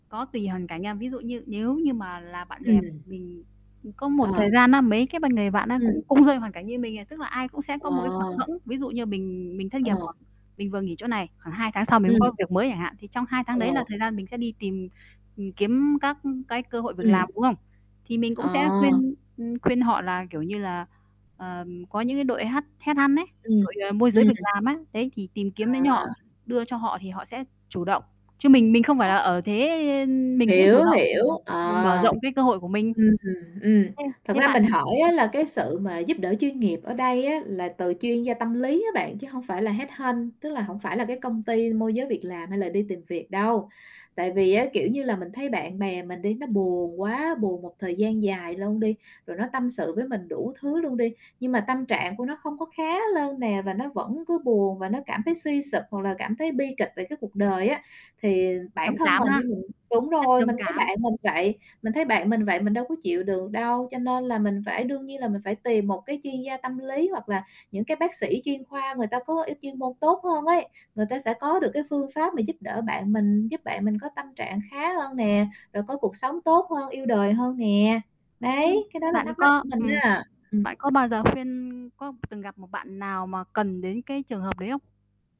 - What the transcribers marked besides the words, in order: static; distorted speech; tapping; other background noise; in English: "hất headhunt"; "head-" said as "hất"; unintelligible speech; in English: "headhunt"; "lên" said as "lơn"
- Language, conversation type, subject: Vietnamese, unstructured, Làm thế nào để bạn có thể hỗ trợ bạn bè khi họ đang buồn?